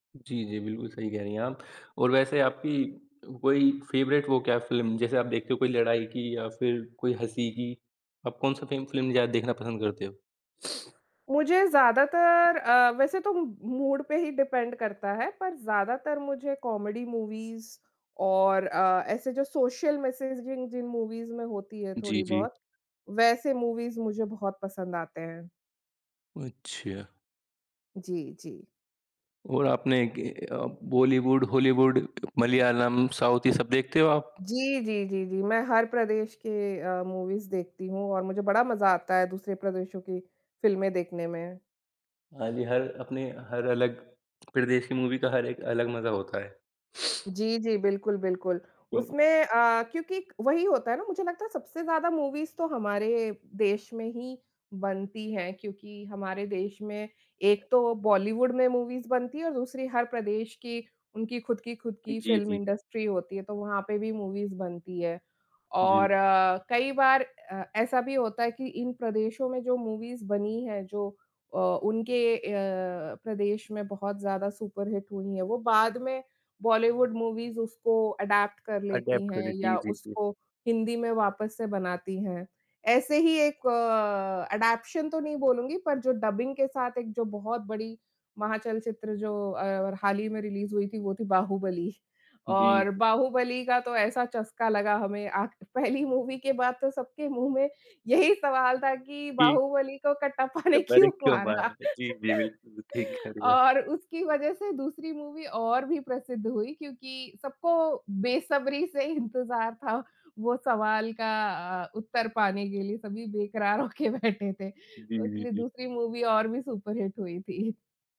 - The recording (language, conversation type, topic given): Hindi, unstructured, क्या फिल्म के किरदारों का विकास कहानी को बेहतर बनाता है?
- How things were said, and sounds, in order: in English: "फेवरेट"; sniff; in English: "मूड"; in English: "डिपेंड"; in English: "कॉमेडी मूवीज़"; in English: "सोशल मेसेजिंग"; in English: "मूवीज़"; in English: "मूवीज़"; other noise; in English: "साउथ"; other background noise; in English: "मूवीज़"; sniff; unintelligible speech; in English: "मूवीज़"; in English: "मूवीज़"; in English: "मूवीज़"; in English: "मूवीज़"; in English: "सुपरहिट"; in English: "मूवीज़"; in English: "अडैप्ट"; in English: "एडैप्ट"; in English: "एडॉप्शन"; in English: "डबिंग"; in English: "रिलीज़"; laughing while speaking: "पहली मूवी"; laughing while speaking: "क्यों मारा?"; laugh; laughing while speaking: "होके बैठे थे"; in English: "मूवी"; in English: "सुपर हिट"; laughing while speaking: "थी"